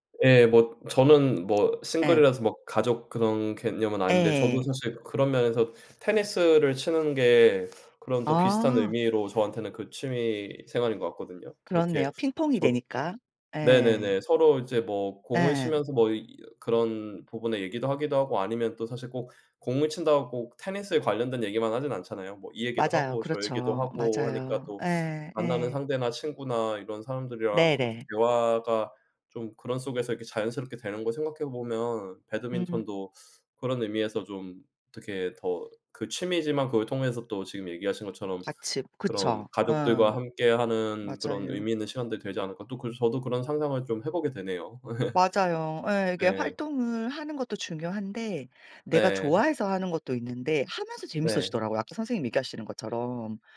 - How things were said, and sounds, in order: other background noise; tapping; laugh
- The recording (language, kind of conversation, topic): Korean, unstructured, 취미 활동을 하다가 가장 놀랐던 순간은 언제였나요?